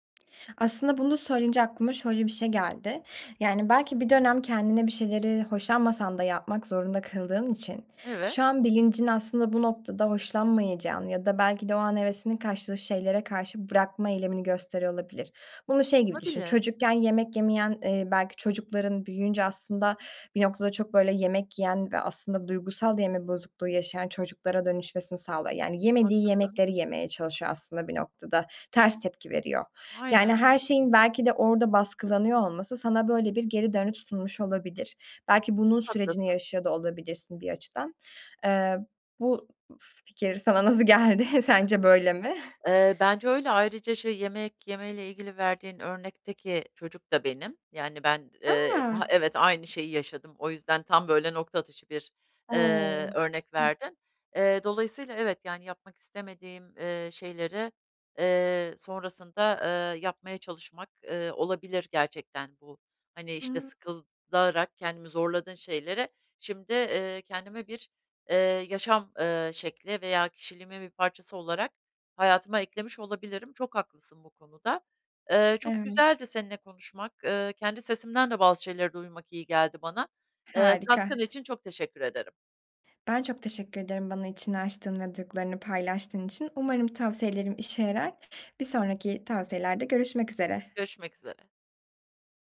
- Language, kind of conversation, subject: Turkish, advice, Bir projeye başlıyorum ama bitiremiyorum: bunu nasıl aşabilirim?
- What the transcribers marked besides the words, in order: laughing while speaking: "nasıl geldi? Sence böyle mi?"; chuckle; other background noise